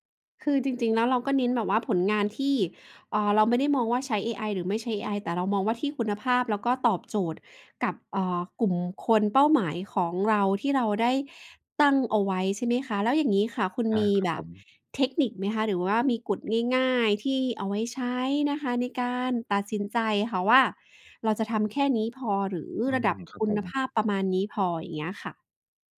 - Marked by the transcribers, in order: none
- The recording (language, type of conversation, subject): Thai, podcast, คุณรับมือกับความอยากให้ผลงานสมบูรณ์แบบอย่างไร?